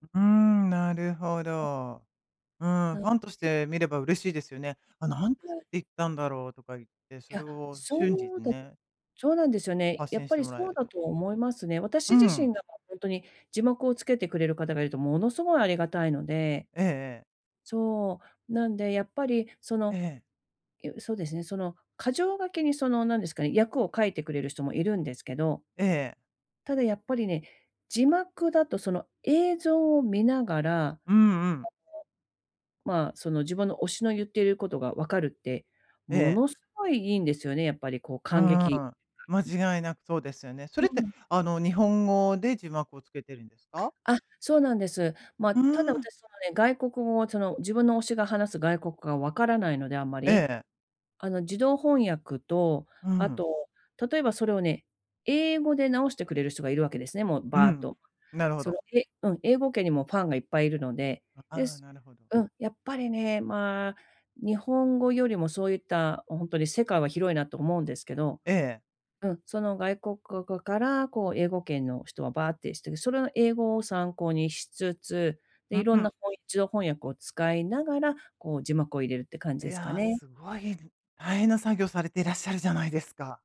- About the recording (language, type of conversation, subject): Japanese, advice, 仕事以外で自分の価値をどうやって見つけられますか？
- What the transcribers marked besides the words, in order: unintelligible speech; unintelligible speech; unintelligible speech; other background noise; tapping